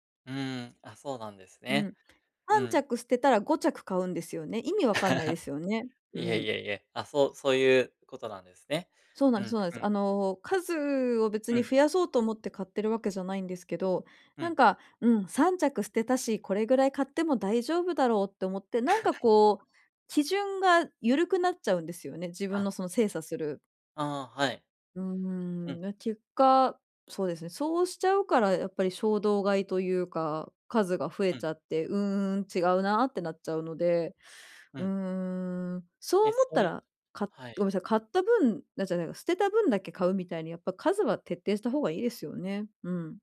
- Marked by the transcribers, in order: laugh; laugh
- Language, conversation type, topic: Japanese, advice, 衝動買いを抑えるにはどうすればいいですか？